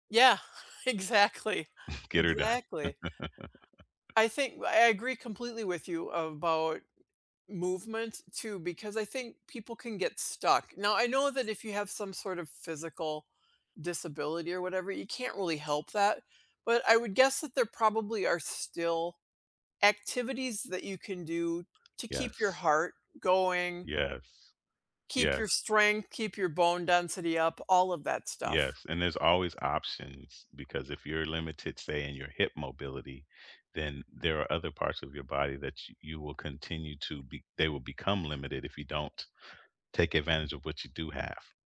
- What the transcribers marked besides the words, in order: laugh; chuckle; tapping; other background noise
- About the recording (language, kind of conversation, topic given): English, unstructured, How has your view of aging changed over time, and what experiences reshaped it?